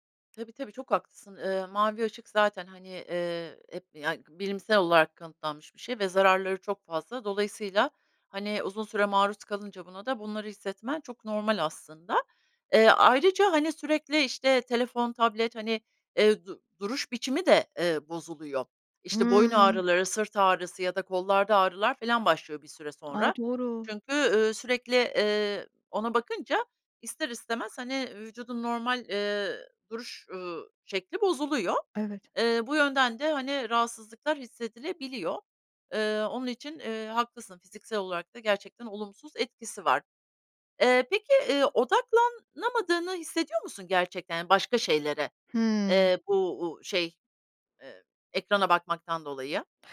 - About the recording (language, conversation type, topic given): Turkish, advice, Telefon ve sosyal medya sürekli dikkat dağıtıyor
- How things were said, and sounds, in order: tapping; other background noise; "odaklanamadığını" said as "odaklannamadığını"